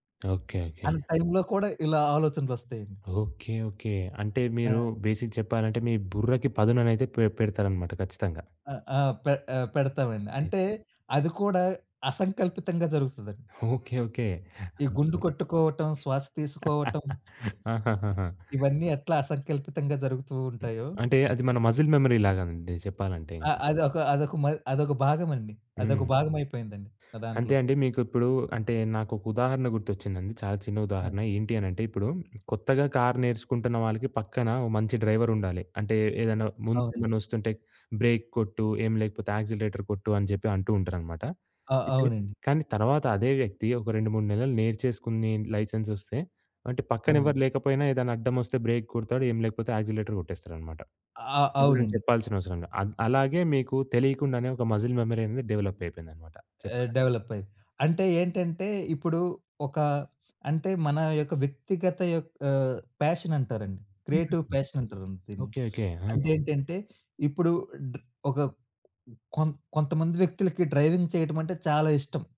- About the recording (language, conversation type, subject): Telugu, podcast, సృజనకు స్ఫూర్తి సాధారణంగా ఎక్కడ నుంచి వస్తుంది?
- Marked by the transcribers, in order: in English: "బేసిక్"; chuckle; other background noise; in English: "మజిల్ మెమరీ"; in English: "బ్రేక్"; tapping; in English: "యాక్సిలరేటర్"; in English: "బ్రేక్"; in English: "యాక్సిలేటర్"; in English: "మజిల్ మెమరీ"; in English: "ప్యాషన్"; in English: "క్రియేటివ్ ప్యాషన్"; in English: "డ్రైవింగ్"